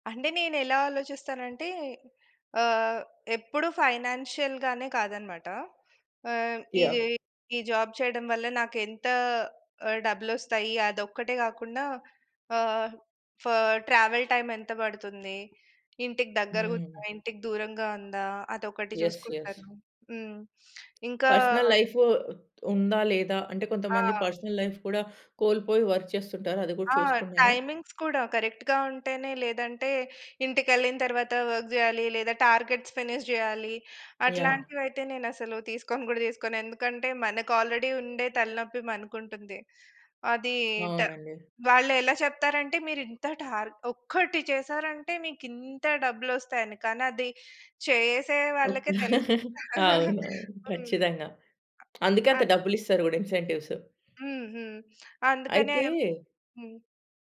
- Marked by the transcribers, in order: in English: "ఫైనాన్షియల్‌గానే"; in English: "జాబ్"; in English: "ట్రావెల్ టైమ్"; in English: "యెస్. యెస్"; other background noise; in English: "పర్సనల్"; in English: "పర్సనల్ లైఫ్"; in English: "వర్క్"; in English: "టైమింగ్స్"; in English: "కరెక్ట్‌గా"; in English: "వర్క్"; in English: "టార్గెట్స్ ఫినిష్"; in English: "ఆల్రెడీ"; chuckle; laughing while speaking: "అవునవును"; chuckle; in English: "ఇన్సెంటివ్స్"
- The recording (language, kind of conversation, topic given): Telugu, podcast, మీరు తీసుకున్న చిన్న నిర్ణయం వల్ల మీ జీవితంలో పెద్ద మార్పు వచ్చిందా? ఒక ఉదాహరణ చెబుతారా?